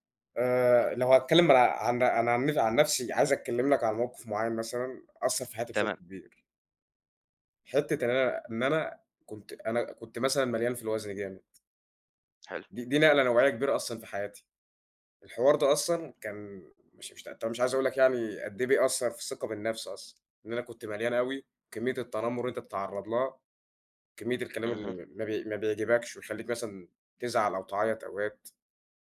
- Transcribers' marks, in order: none
- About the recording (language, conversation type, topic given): Arabic, unstructured, إيه الطرق اللي بتساعدك تزود ثقتك بنفسك؟